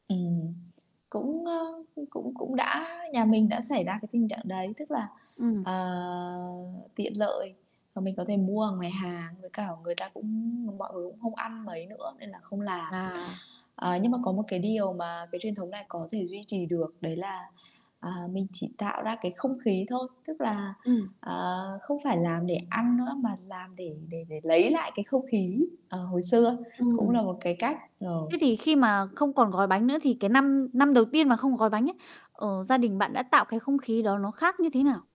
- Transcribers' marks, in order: static; tapping; other background noise
- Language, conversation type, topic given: Vietnamese, podcast, Bạn còn nhớ truyền thống nào từ thời ông bà để lại không?
- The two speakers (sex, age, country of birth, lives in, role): female, 20-24, Vietnam, Vietnam, host; female, 30-34, Vietnam, Vietnam, guest